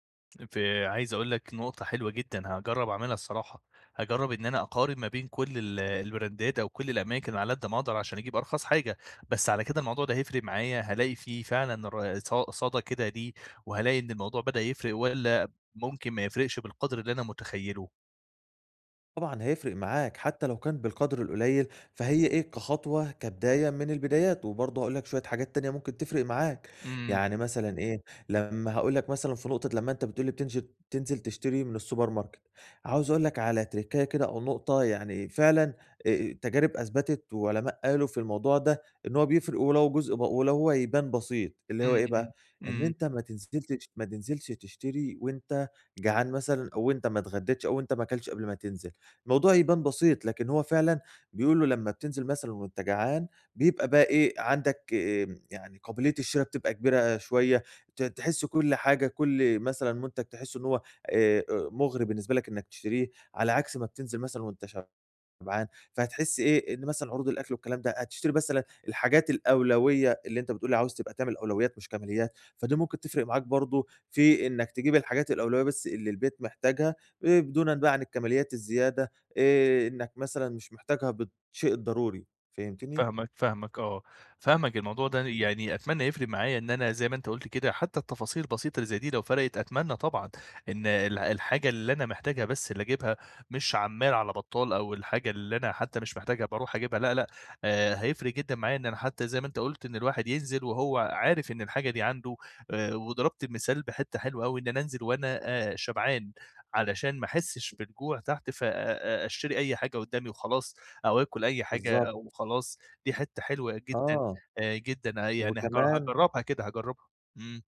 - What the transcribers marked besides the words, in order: in English: "البراندات"; in English: "السوبر ماركت"; in English: "تِركَّاية"; tapping; unintelligible speech
- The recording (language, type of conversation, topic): Arabic, advice, إزاي أتبضع بميزانية قليلة من غير ما أضحي بالستايل؟